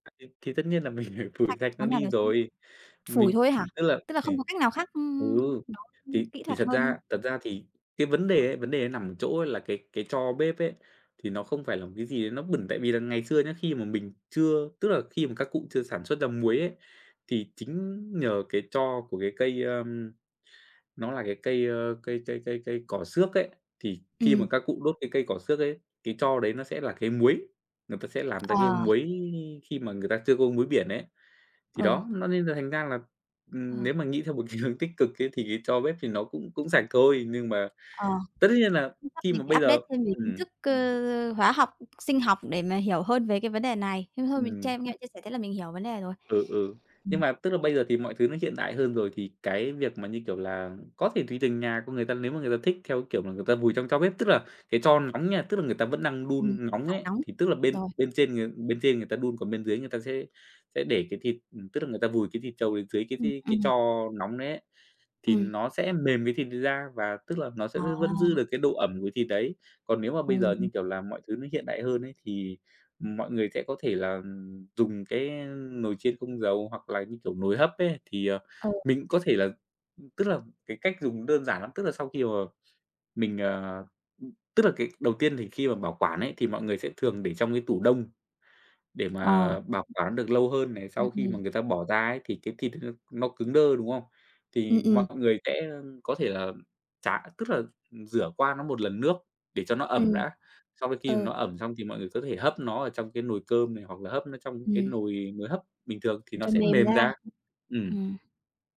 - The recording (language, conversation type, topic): Vietnamese, podcast, Món ăn nhà ai gợi nhớ quê hương nhất đối với bạn?
- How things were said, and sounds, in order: unintelligible speech; laughing while speaking: "mình, ờ"; unintelligible speech; tapping; other background noise; laughing while speaking: "cái hướng"; in English: "update"